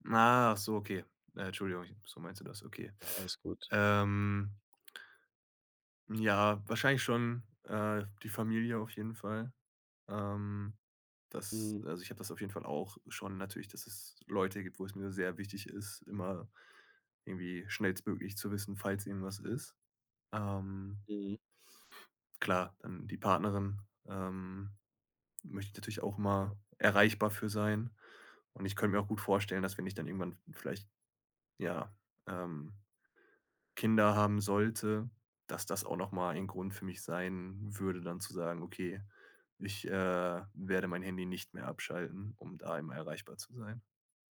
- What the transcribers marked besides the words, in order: drawn out: "Achso"
- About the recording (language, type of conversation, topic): German, podcast, Wie planst du Pausen vom Smartphone im Alltag?